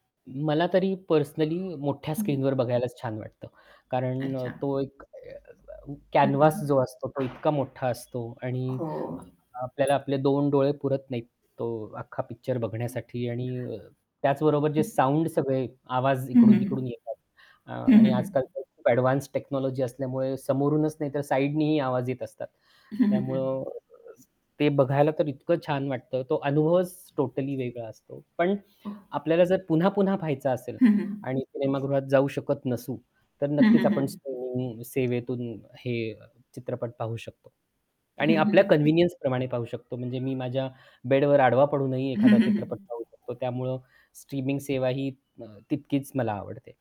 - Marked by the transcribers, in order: distorted speech; other background noise; horn; static; in English: "साउंड"; in English: "टेक्नॉलॉजी"; in English: "कन्व्हिनियन्सप्रमाणे"; other animal sound
- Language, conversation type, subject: Marathi, podcast, स्ट्रीमिंग सेवा तुला सिनेमागृहापेक्षा कशी वाटते?